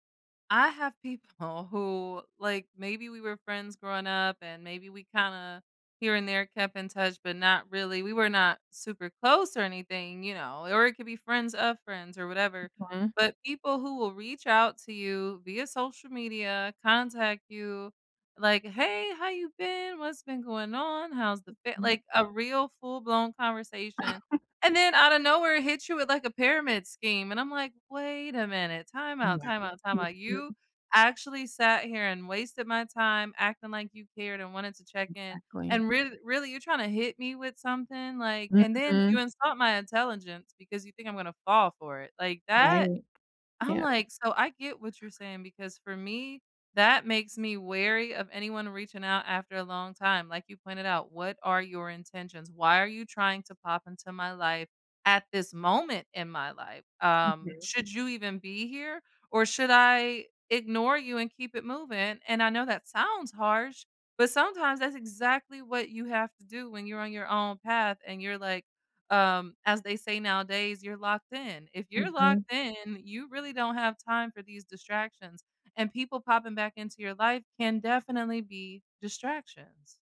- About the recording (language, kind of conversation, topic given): English, unstructured, How should I handle old friendships resurfacing after long breaks?
- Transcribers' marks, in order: laughing while speaking: "people"; chuckle; stressed: "moment"